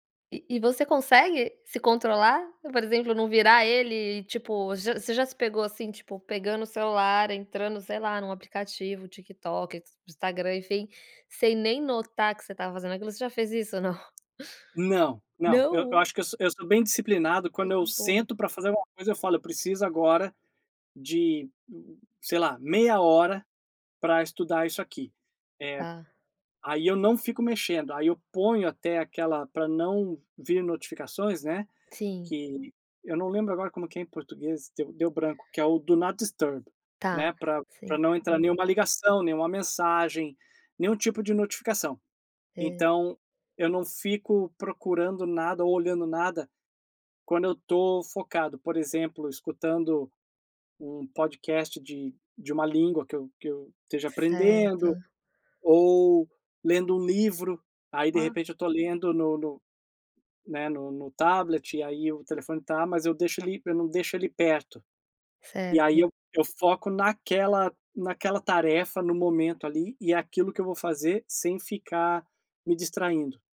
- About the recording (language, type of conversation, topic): Portuguese, podcast, Como o celular te ajuda ou te atrapalha nos estudos?
- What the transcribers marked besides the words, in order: in English: "do not disturb"